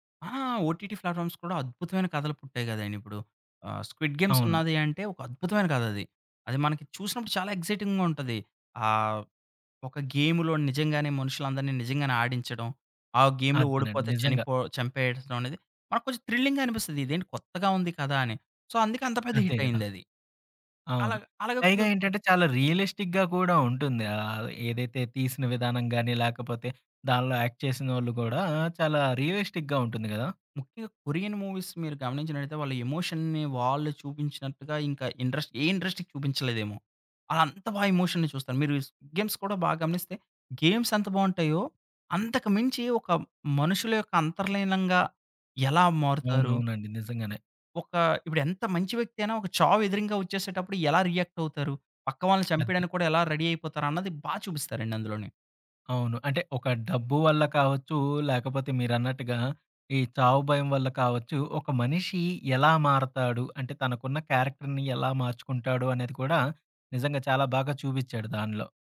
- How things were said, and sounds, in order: in English: "ఓటీటీ ప్లాట్‌ఫామ్స్"; in English: "స్క్విడ్ గేమ్స్"; in English: "ఎక్సైటింగ్‌గా"; in English: "గేమ్‌లో"; in English: "థ్రిల్లింగ్‌గా"; in English: "సో"; tapping; in English: "రియలిస్టిక్‌గా"; in English: "యాక్ట్"; in English: "రియలిస్టిక్‌గా"; in English: "మూవీస్"; in English: "ఎమోషన్‌ని"; in English: "ఇండస్ట్రీ"; in English: "ఎమోషన్‌ని"; in English: "స్క్విడ్ గేమ్స్"; in English: "గేమ్స్"; in English: "రెడీ"; in English: "క్యారెక్టర్‌ని"
- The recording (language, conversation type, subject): Telugu, podcast, సిరీస్‌లను వరుసగా ఎక్కువ ఎపిసోడ్‌లు చూడడం వల్ల కథనాలు ఎలా మారుతున్నాయని మీరు భావిస్తున్నారు?